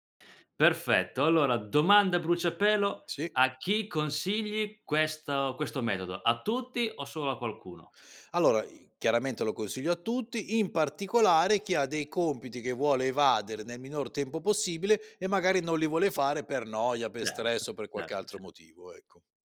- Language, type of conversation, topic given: Italian, podcast, Come trasformi la procrastinazione in azione?
- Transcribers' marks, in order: none